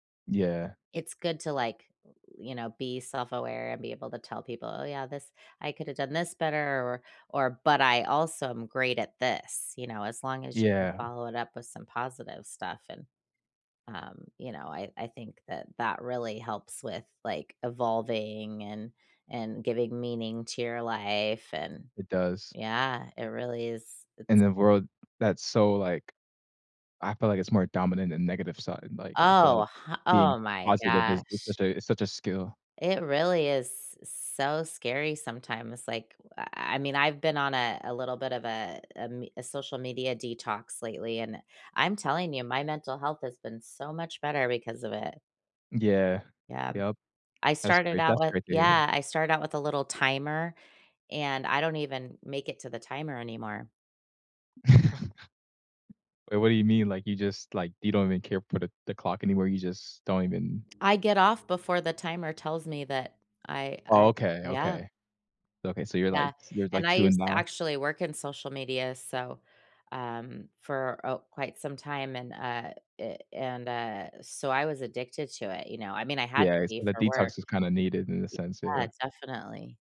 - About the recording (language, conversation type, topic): English, unstructured, As you've grown older, how has your understanding of loss, healing, and meaning evolved?
- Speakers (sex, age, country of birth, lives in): female, 45-49, United States, United States; male, 20-24, United States, United States
- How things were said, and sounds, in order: laugh